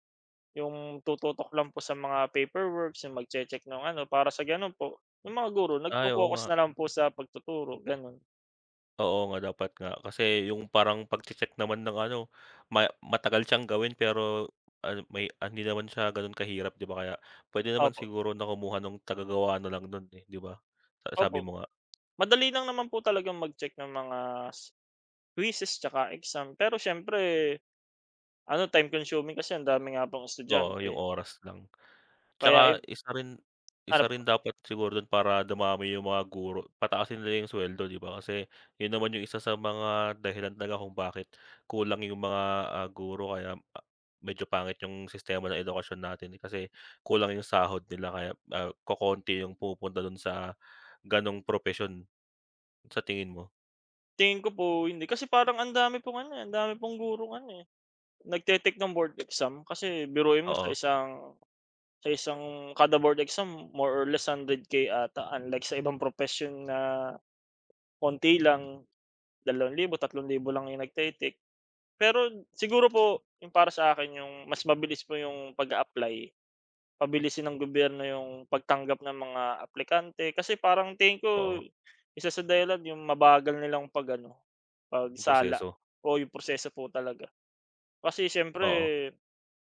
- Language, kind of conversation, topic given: Filipino, unstructured, Paano sa palagay mo dapat magbago ang sistema ng edukasyon?
- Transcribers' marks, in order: other background noise; tapping